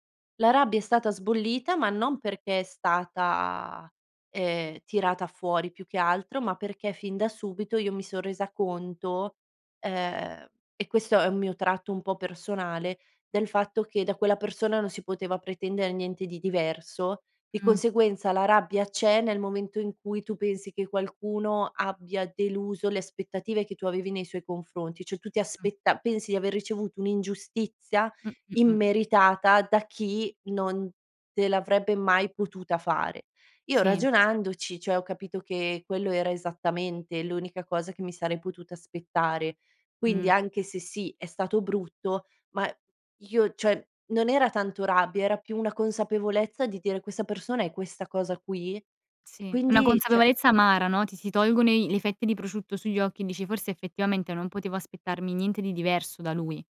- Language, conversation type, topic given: Italian, podcast, Ricominciare da capo: quando ti è successo e com’è andata?
- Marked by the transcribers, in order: other background noise; "cioè" said as "ceh"